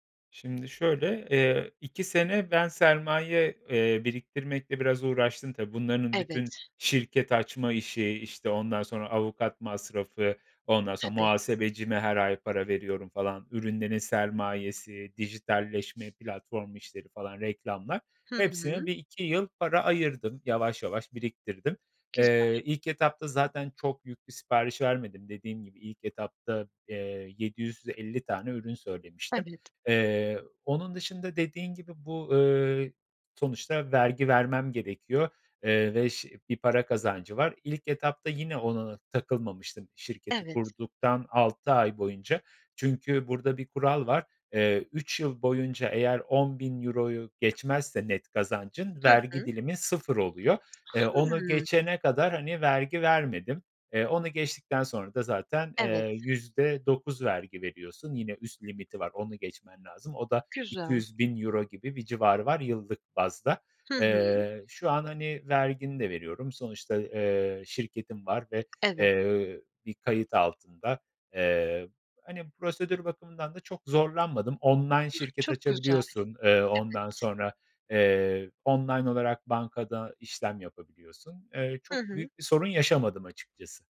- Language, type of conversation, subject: Turkish, podcast, Kendi işini kurmayı hiç düşündün mü? Neden?
- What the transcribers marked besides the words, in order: drawn out: "Hıı"; other background noise